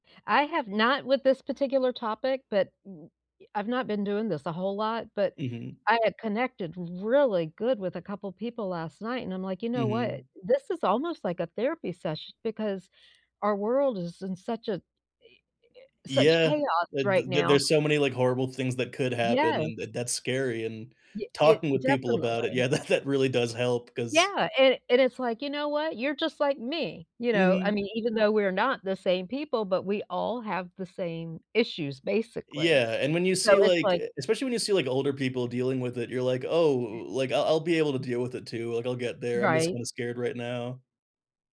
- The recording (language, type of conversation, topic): English, unstructured, How can talking about death help us live better?
- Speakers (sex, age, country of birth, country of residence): female, 60-64, United States, United States; male, 30-34, India, United States
- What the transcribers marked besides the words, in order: tapping; laughing while speaking: "that"; other background noise